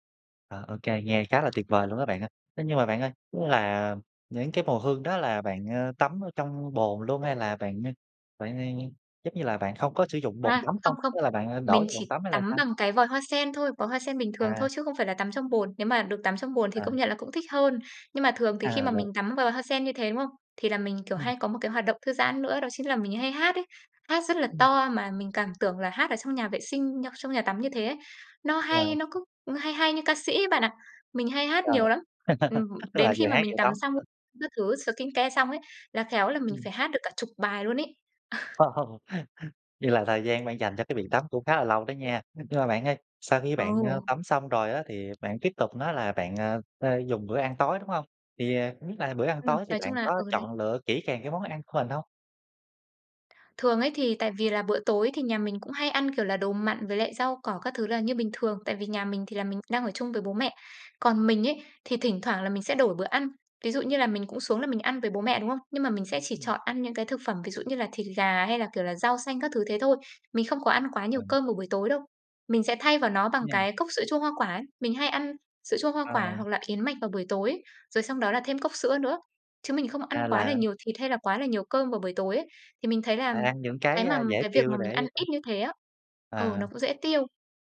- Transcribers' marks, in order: other background noise; tapping; laugh; in English: "skincare"; laughing while speaking: "Ờ"; laugh
- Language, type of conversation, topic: Vietnamese, podcast, Buổi tối thư giãn lý tưởng trong ngôi nhà mơ ước của bạn diễn ra như thế nào?
- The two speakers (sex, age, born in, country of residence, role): female, 25-29, Vietnam, Vietnam, guest; male, 30-34, Vietnam, Vietnam, host